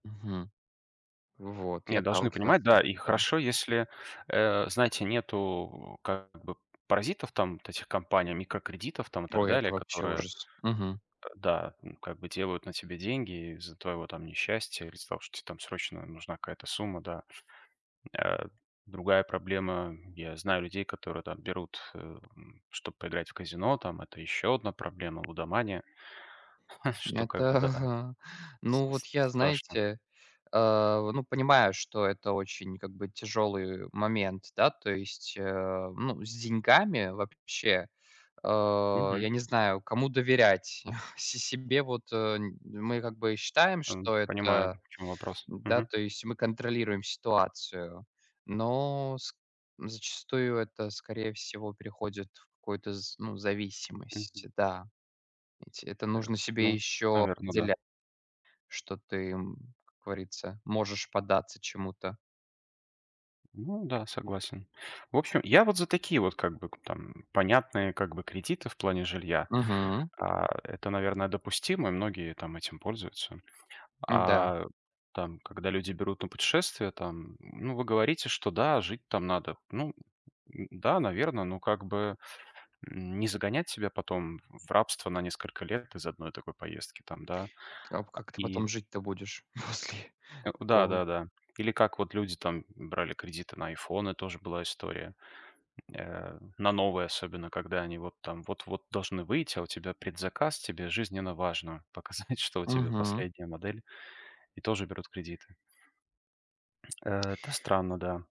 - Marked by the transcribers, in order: other background noise; tapping; laughing while speaking: "ага"; chuckle; chuckle; laughing while speaking: "после"; laughing while speaking: "показать"; tsk
- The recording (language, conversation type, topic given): Russian, unstructured, Почему кредитные карты иногда кажутся людям ловушкой?